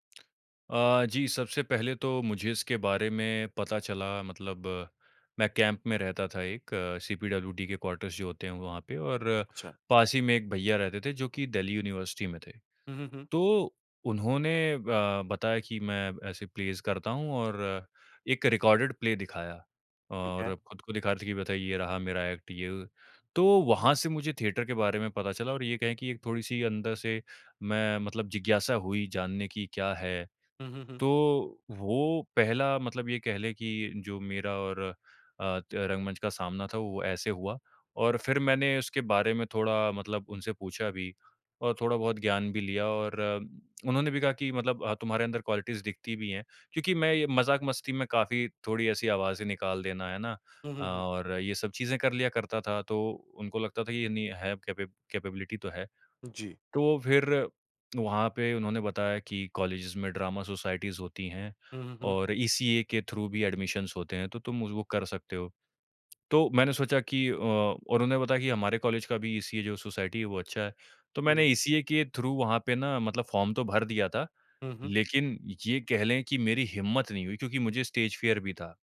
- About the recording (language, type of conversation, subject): Hindi, podcast, अपने डर पर काबू पाने का अनुभव साझा कीजिए?
- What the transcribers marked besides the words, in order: in English: "कैंप"; in English: "क्वार्टर्स"; in English: "प्लेज़"; in English: "रिकॉर्डेड प्ले"; in English: "एक्ट"; in English: "क्वालिटीज़"; in English: "कैपे कैपेबिलिटी"; tongue click; tapping; in English: "कॉलेजेज़"; in English: "ड्रामा सोसाइटीज़"; in English: "थ्रू"; in English: "एडमिशंस"; in English: "सोसाइटी"; in English: "थ्रू"; in English: "स्टेज फियर"